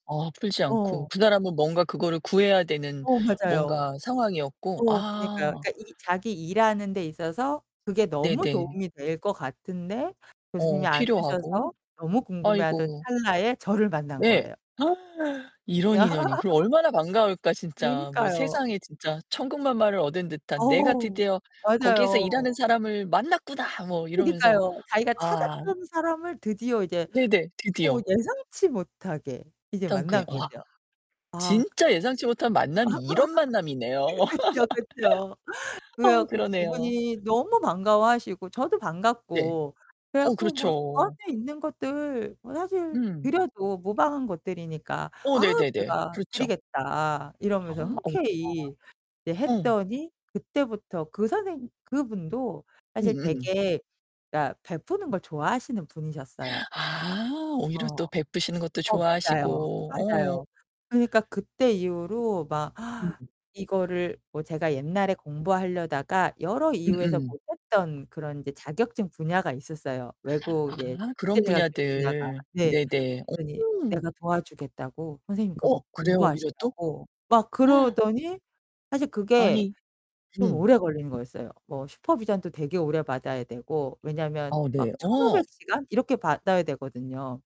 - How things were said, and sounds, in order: distorted speech; other background noise; gasp; laugh; laugh; laugh; gasp; gasp; inhale; gasp; gasp
- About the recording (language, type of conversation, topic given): Korean, podcast, 예상치 못한 만남이 인생을 바꾼 경험이 있으신가요?